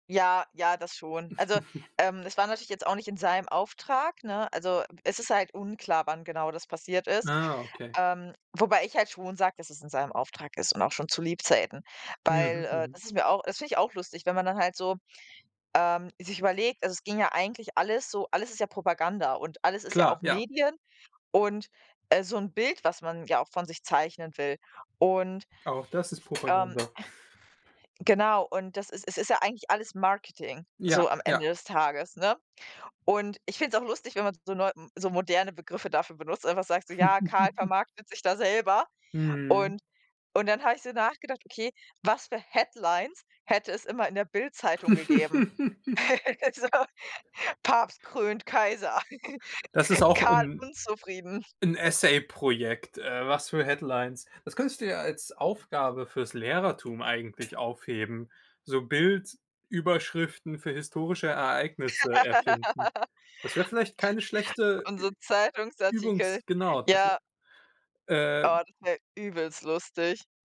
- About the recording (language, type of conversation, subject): German, unstructured, Was bringt dich bei der Arbeit zum Lachen?
- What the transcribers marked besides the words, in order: chuckle; other background noise; chuckle; put-on voice: "Marketing"; giggle; giggle; in English: "headlines"; giggle; laughing while speaking: "Also"; chuckle; in English: "headlines"; laugh